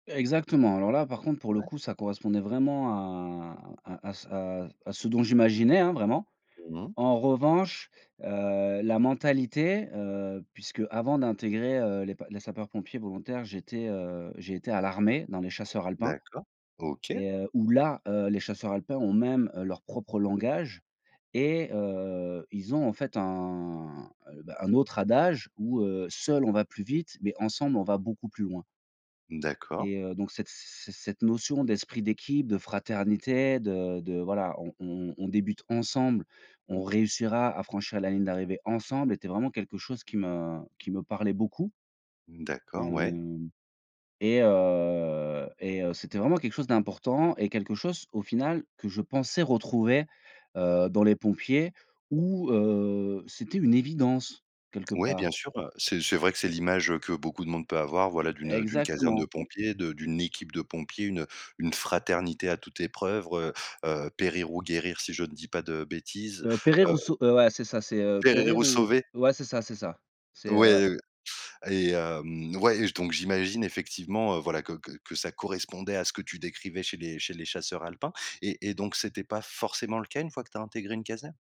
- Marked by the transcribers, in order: drawn out: "un"; drawn out: "heu"; stressed: "évidence"; stressed: "équipe"; "épreuve" said as "épreuvre"; tapping
- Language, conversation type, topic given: French, podcast, Quand tu fais une erreur, comment gardes-tu confiance en toi ?